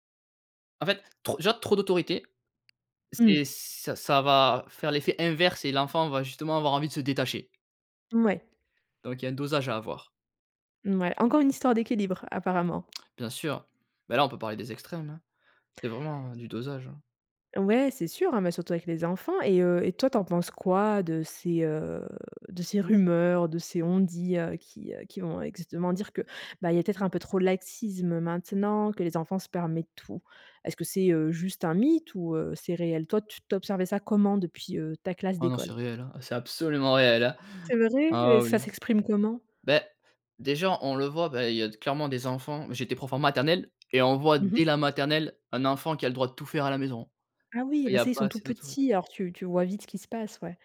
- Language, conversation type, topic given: French, podcast, Comment la notion d’autorité parentale a-t-elle évolué ?
- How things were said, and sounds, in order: tapping